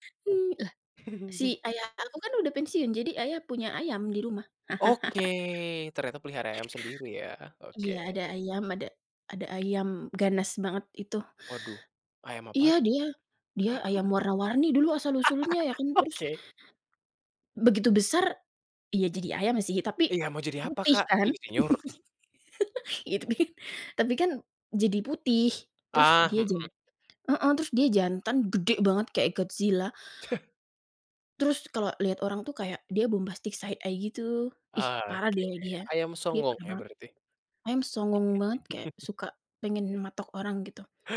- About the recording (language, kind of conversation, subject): Indonesian, podcast, Apa rutinitas pagi yang membuat harimu lebih produktif?
- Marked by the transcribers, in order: chuckle; chuckle; chuckle; laugh; chuckle; chuckle; in English: "bombastic side eye"; chuckle